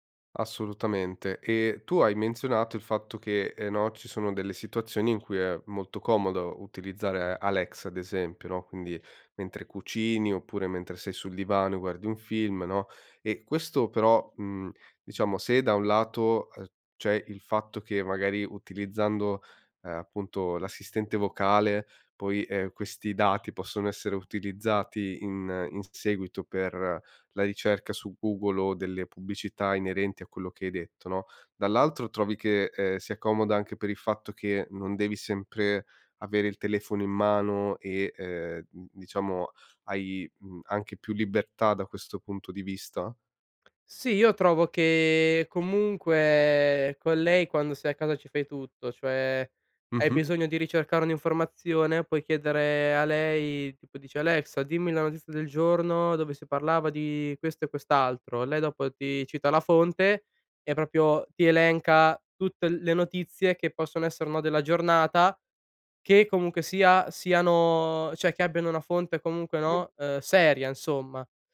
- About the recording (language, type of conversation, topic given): Italian, podcast, Cosa pensi delle case intelligenti e dei dati che raccolgono?
- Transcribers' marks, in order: other background noise; "proprio" said as "propio"; dog barking